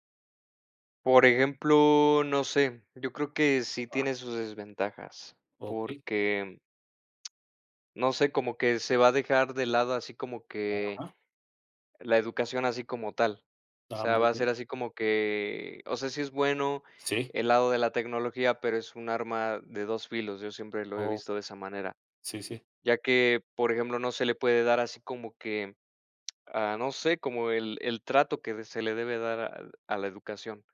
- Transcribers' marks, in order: other noise
- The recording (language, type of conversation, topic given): Spanish, unstructured, ¿Crees que las escuelas deberían usar más tecnología en clase?
- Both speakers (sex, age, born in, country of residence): male, 35-39, Mexico, Mexico; male, 50-54, Mexico, Mexico